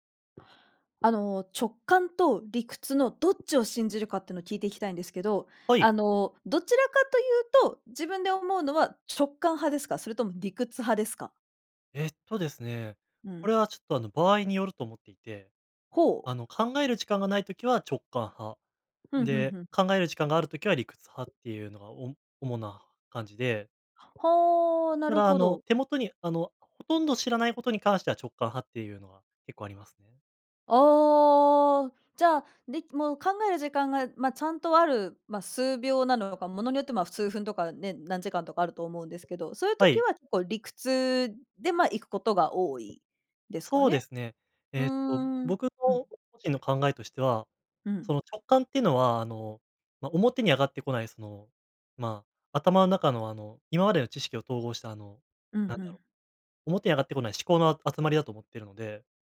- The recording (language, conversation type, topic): Japanese, podcast, 直感と理屈、どちらを信じますか？
- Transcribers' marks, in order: none